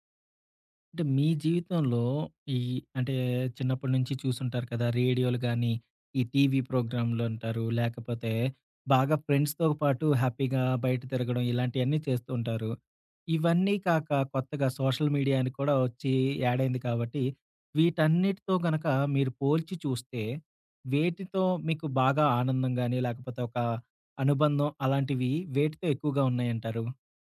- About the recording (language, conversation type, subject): Telugu, podcast, రేడియో వినడం, స్నేహితులతో పక్కాగా సమయం గడపడం, లేక సామాజిక మాధ్యమాల్లో ఉండడం—మీకేం ఎక్కువగా ఆకర్షిస్తుంది?
- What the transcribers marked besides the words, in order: in English: "ఫ్రెండ్స్‌తో"; in English: "హ్యాపీగా"; in English: "సోషల్ మీడియాని"